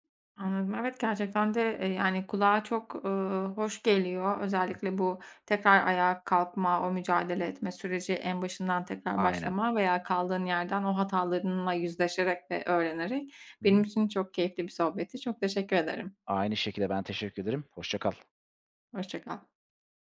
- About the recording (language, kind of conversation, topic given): Turkish, podcast, Pişmanlık uyandıran anılarla nasıl başa çıkıyorsunuz?
- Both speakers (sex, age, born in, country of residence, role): female, 25-29, Turkey, Hungary, host; male, 35-39, Turkey, Greece, guest
- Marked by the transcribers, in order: tapping